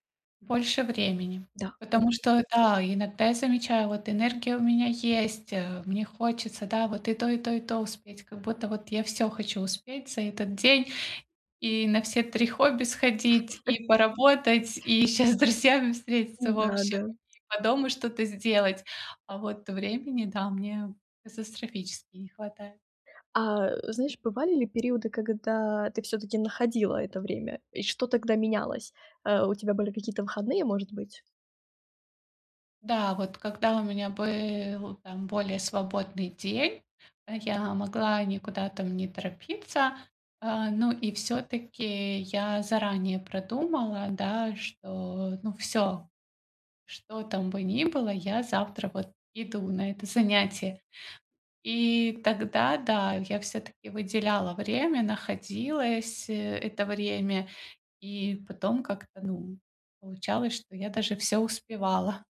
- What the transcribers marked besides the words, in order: laugh; laughing while speaking: "щас с друзьями встретиться"
- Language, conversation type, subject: Russian, advice, Как снова найти время на хобби?